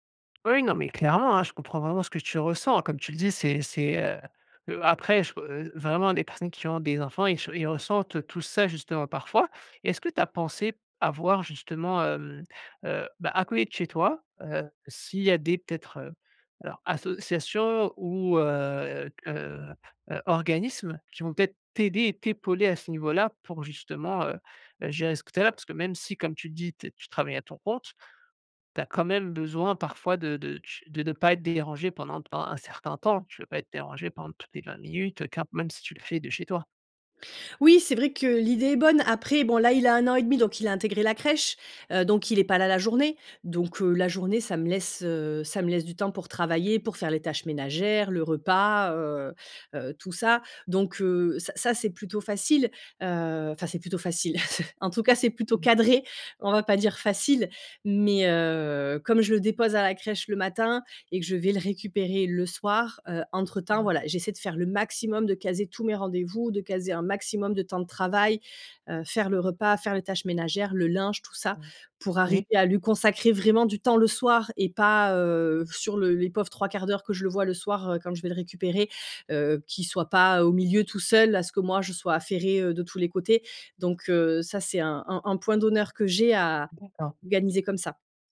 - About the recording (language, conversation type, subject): French, advice, Comment la naissance de votre enfant a-t-elle changé vos routines familiales ?
- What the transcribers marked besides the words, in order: other background noise; stressed: "t'aider"; tapping; chuckle; stressed: "cadré"; drawn out: "heu"; stressed: "linge"; drawn out: "heu"